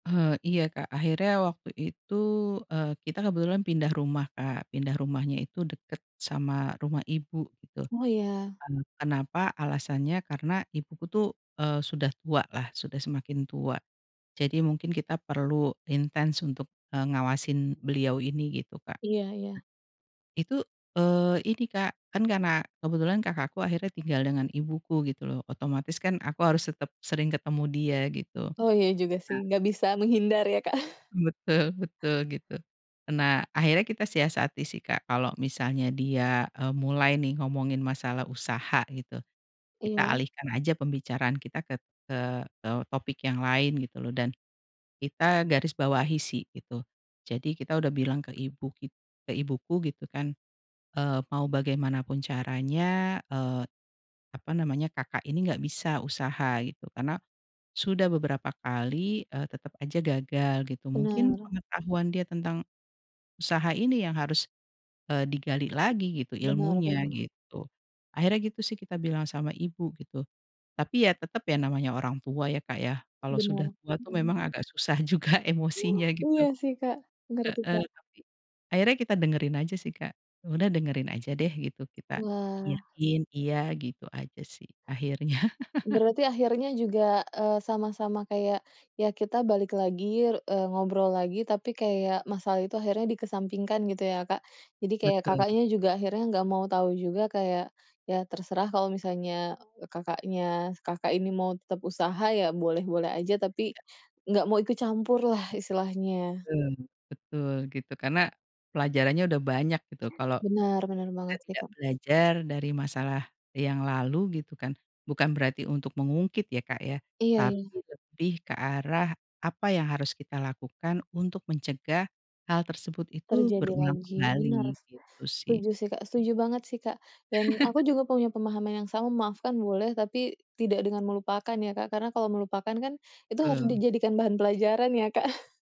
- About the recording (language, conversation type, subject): Indonesian, podcast, Bisakah kamu menceritakan konflik keluarga yang membuatmu belajar memaafkan, dan bagaimana prosesnya?
- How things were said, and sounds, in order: tapping; other background noise; laughing while speaking: "juga emosinya gitu"; laughing while speaking: "akhirnya"; laugh; laugh; chuckle